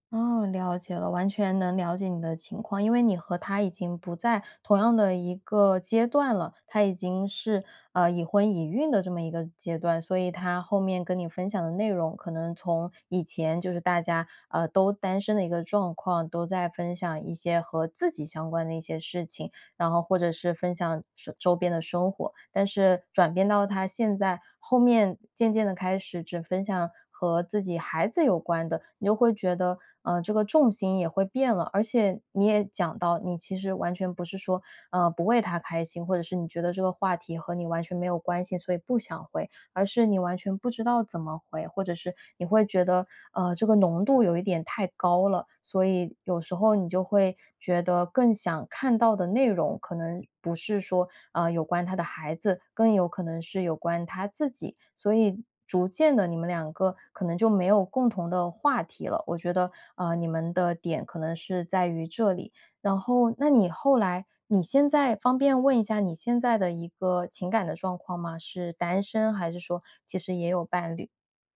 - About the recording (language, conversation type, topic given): Chinese, advice, 我该如何与老朋友沟通澄清误会？
- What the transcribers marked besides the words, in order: none